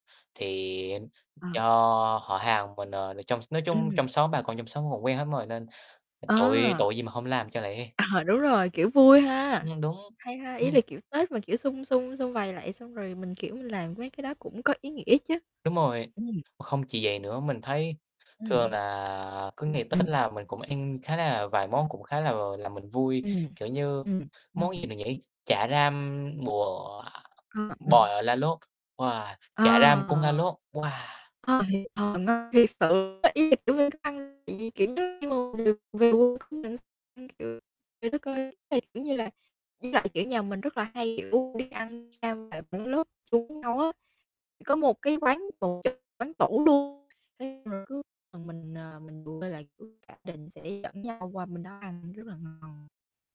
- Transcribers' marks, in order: other background noise; distorted speech; tapping; static; laughing while speaking: "À"; other noise; unintelligible speech; unintelligible speech; unintelligible speech; unintelligible speech; unintelligible speech
- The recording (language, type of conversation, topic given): Vietnamese, unstructured, Món ăn nào khiến bạn cảm thấy hạnh phúc nhất?